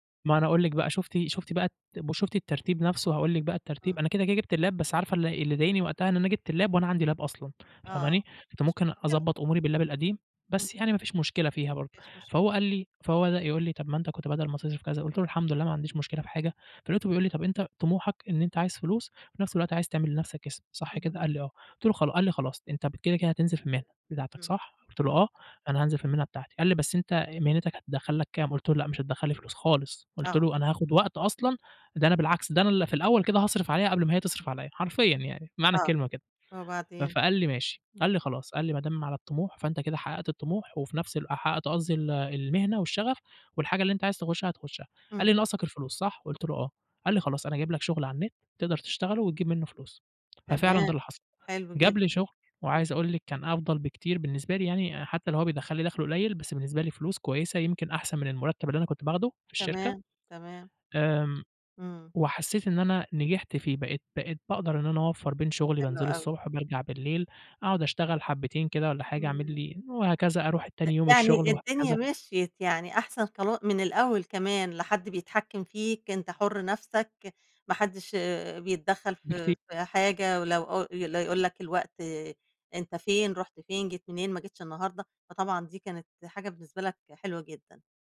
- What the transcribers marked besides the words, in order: in English: "الlap"; in English: "الlap"; in English: "lap"; in English: "بالlap"; other background noise
- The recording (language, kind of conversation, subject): Arabic, podcast, كيف أثّرت تجربة الفشل على طموحك؟